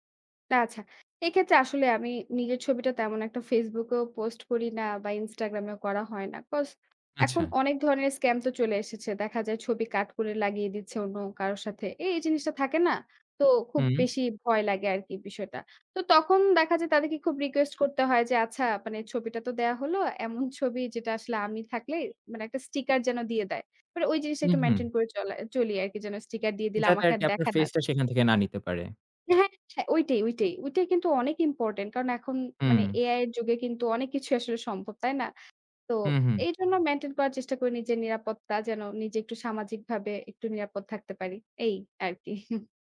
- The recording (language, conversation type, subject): Bengali, podcast, অনলাইনে ব্যক্তিগত তথ্য শেয়ার করার তোমার সীমা কোথায়?
- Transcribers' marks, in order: other background noise; tapping; chuckle